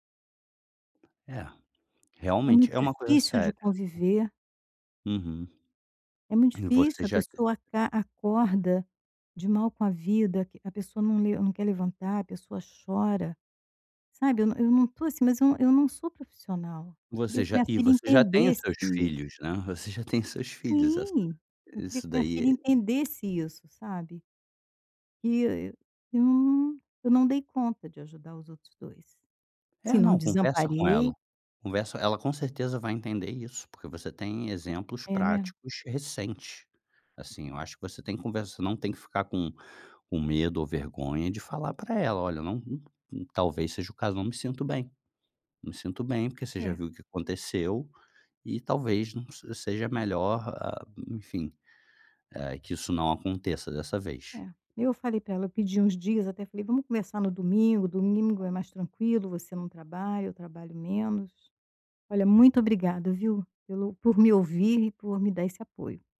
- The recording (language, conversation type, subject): Portuguese, advice, Como posso ajudar um amigo com problemas sem assumir a responsabilidade por eles?
- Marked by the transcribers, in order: tapping; other background noise